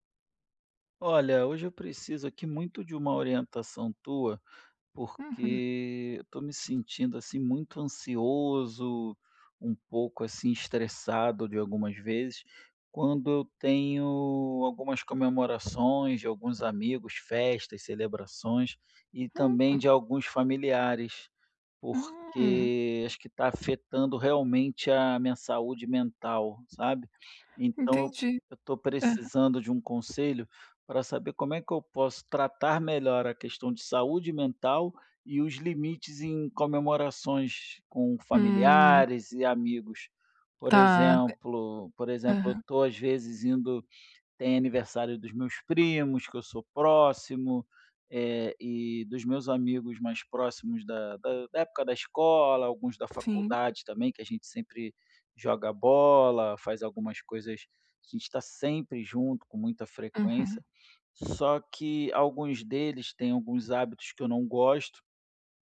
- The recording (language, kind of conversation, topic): Portuguese, advice, Como posso manter minha saúde mental e estabelecer limites durante festas e celebrações?
- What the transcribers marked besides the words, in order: tapping